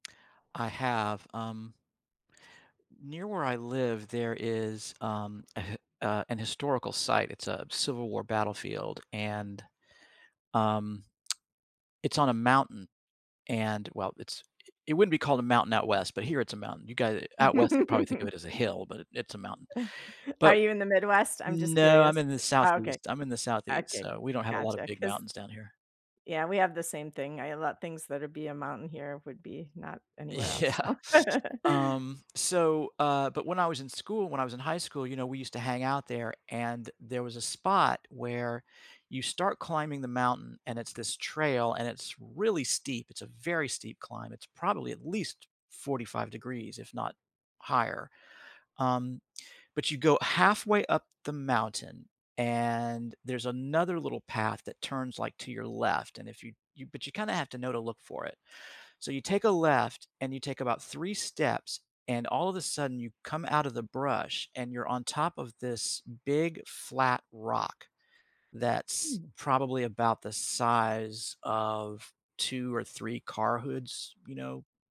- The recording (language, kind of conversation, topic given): English, unstructured, Have you ever felt really small or amazed by a natural view?
- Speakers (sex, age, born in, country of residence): female, 60-64, United States, United States; male, 55-59, United States, United States
- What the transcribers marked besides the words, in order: tapping; other background noise; chuckle; tsk; chuckle; chuckle; laughing while speaking: "Yeah"; chuckle